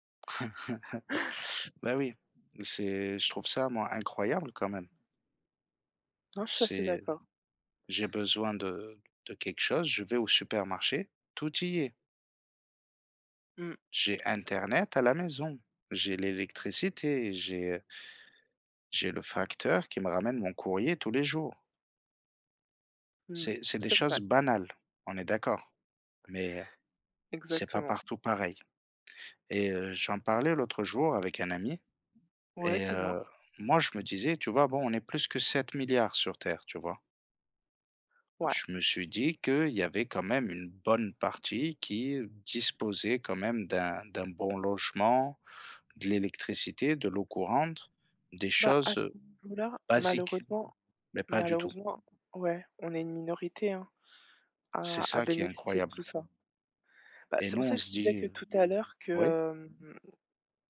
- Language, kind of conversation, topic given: French, unstructured, Comment comptez-vous intégrer la gratitude à votre routine quotidienne ?
- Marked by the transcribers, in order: laugh; tapping; other background noise